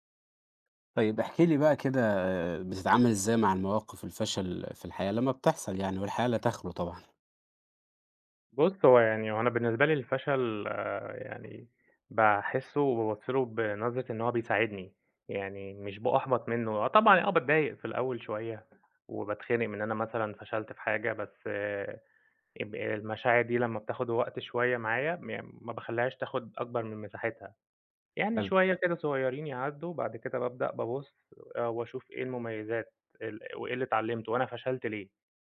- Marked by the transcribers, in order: other background noise
- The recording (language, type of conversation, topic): Arabic, podcast, إزاي بتتعامل مع الفشل لما بيحصل؟